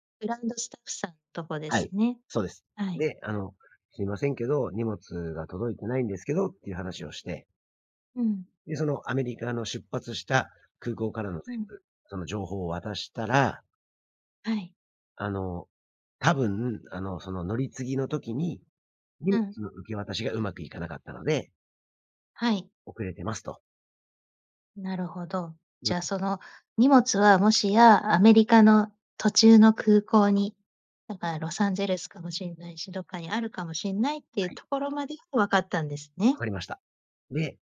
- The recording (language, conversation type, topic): Japanese, podcast, 荷物が届かなかったとき、どう対応しましたか？
- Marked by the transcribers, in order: tapping